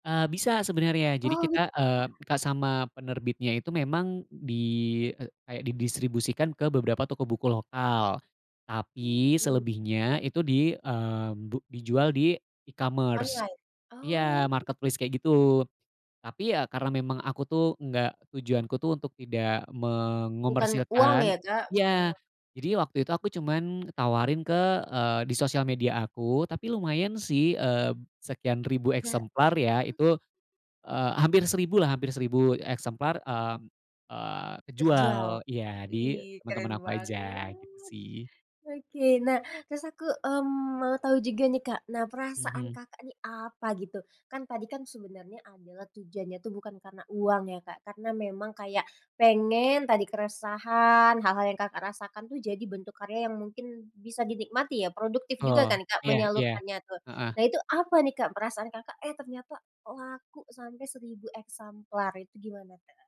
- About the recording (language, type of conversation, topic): Indonesian, podcast, Apa pengalamanmu saat pertama kali membagikan karya?
- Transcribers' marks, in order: unintelligible speech; in English: "e-commerce"; in English: "marketplace"; tapping